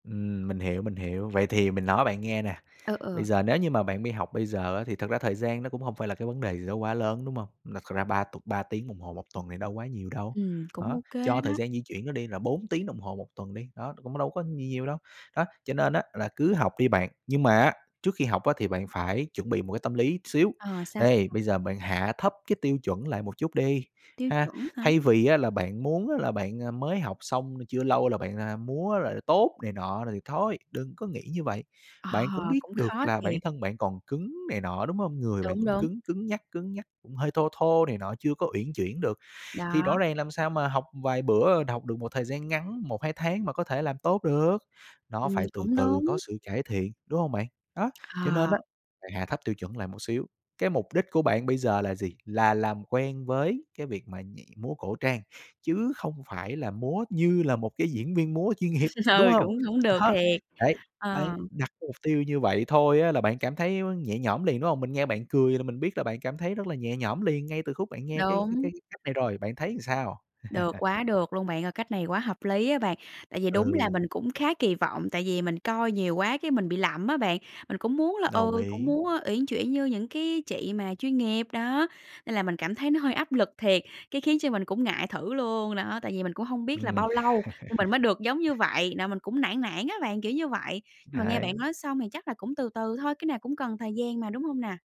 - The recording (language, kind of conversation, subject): Vietnamese, advice, Bạn có đang ngại thử điều mới vì sợ mình không đủ năng lực không?
- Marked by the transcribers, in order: tapping; other background noise; laughing while speaking: "nghiệp"; laugh; "làm" said as "ờn"; laugh; laugh